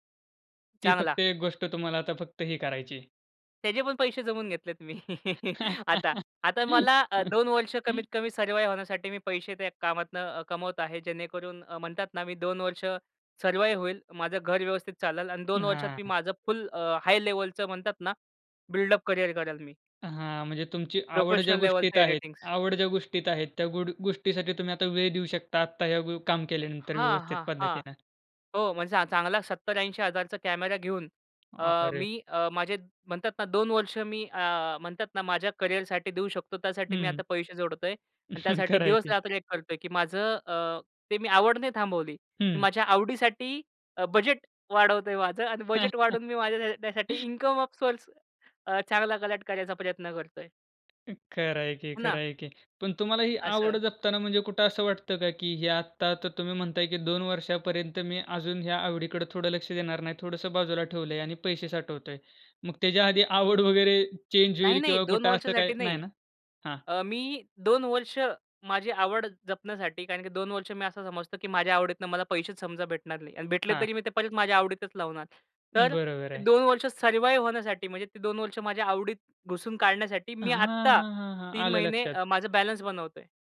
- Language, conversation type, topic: Marathi, podcast, तुमची आवड कशी विकसित झाली?
- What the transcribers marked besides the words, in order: laugh; in English: "सर्वाइव"; in English: "सर्वाइव"; in English: "बिल्डअप"; tapping; chuckle; laugh; laughing while speaking: "माझं आणि बजेट वाढवून मी माझ्या त्या त्यासाठी"; chuckle; other background noise; in English: "ऑफ"; laugh; laughing while speaking: "आवड वगैरे"; in English: "सर्वाइव"